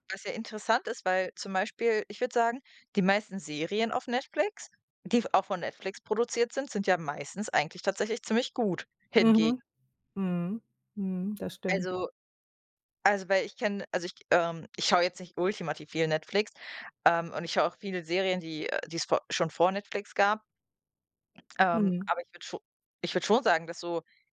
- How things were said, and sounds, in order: none
- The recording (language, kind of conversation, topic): German, unstructured, Glaubst du, dass Streaming-Dienste die Filmkunst kaputtmachen?